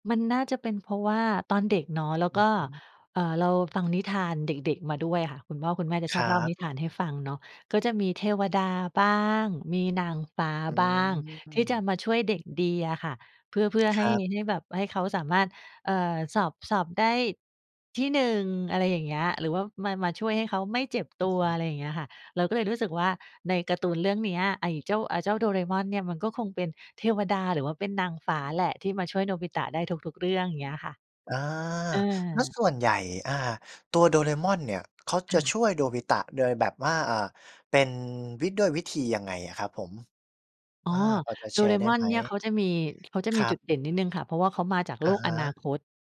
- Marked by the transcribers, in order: none
- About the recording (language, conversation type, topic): Thai, podcast, การ์ตูนตอนเย็นในวัยเด็กมีความหมายกับคุณอย่างไร?